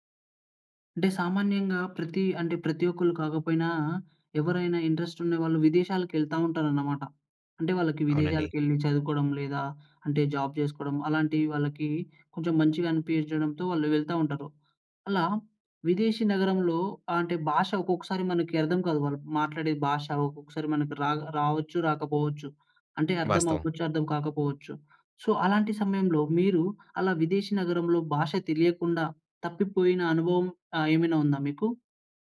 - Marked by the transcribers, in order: in English: "ఇంట్రెస్ట్"; in English: "జాబ్"; in English: "సో"
- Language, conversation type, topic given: Telugu, podcast, విదేశీ నగరంలో భాష తెలియకుండా తప్పిపోయిన అనుభవం ఏంటి?